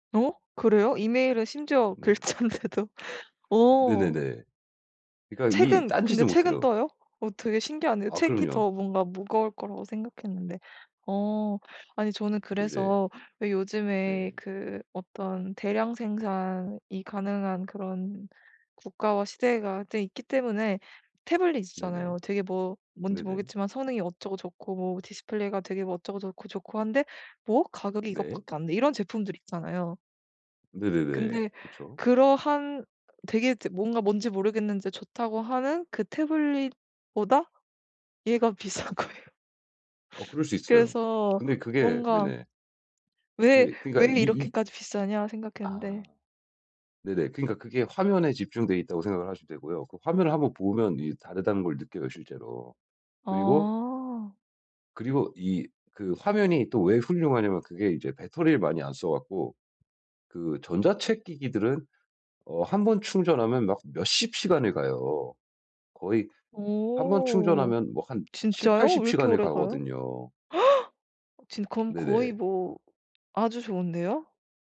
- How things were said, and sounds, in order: laughing while speaking: "글자인데도"; tapping; other background noise; laughing while speaking: "비싼 거예요"; gasp
- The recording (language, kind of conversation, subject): Korean, advice, 디지털 기기 사용이 휴식을 자주 방해할 때 어떻게 하면 좋을까요?